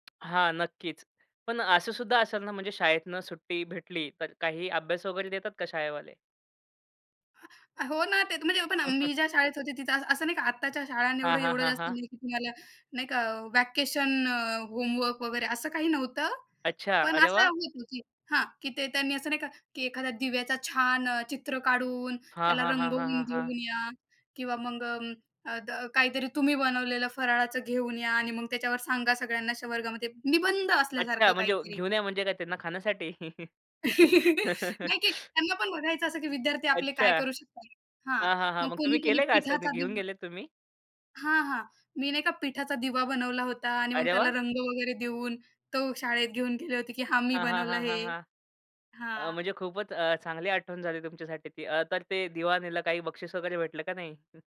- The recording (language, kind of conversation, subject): Marathi, podcast, लहानपणीचा तुझा आवडता सण कोणता होता?
- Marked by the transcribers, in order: tapping; chuckle; in English: "व्हॅकेशन, होमवर्क"; chuckle